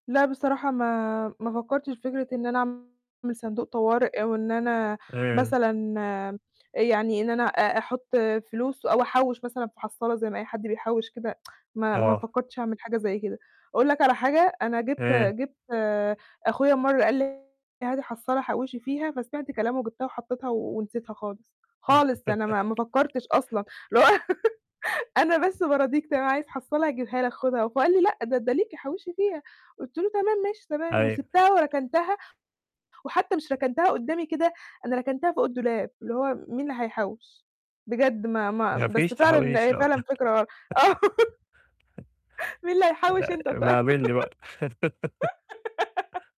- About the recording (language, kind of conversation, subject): Arabic, advice, إزاي أوازن بين الصرف دلوقتي والتوفير للمستقبل؟
- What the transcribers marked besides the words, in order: distorted speech; other noise; tapping; tsk; laugh; laughing while speaking: "اللي هو"; laugh; chuckle; laughing while speaking: "آه، مين اللي هيحوِّش؟ أنت ط"; laugh; giggle